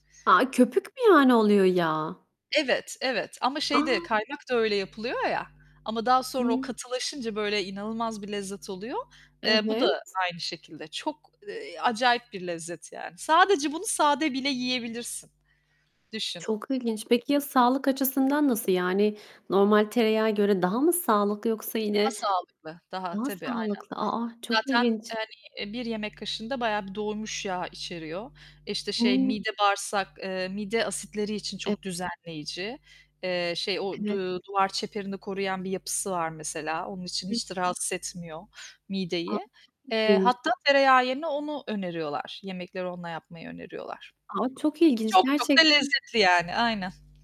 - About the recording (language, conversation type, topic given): Turkish, unstructured, Hiç denemediğin ama merak ettiğin bir yemek var mı?
- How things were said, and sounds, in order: mechanical hum; other background noise; distorted speech; surprised: "A, a, çok ilginç"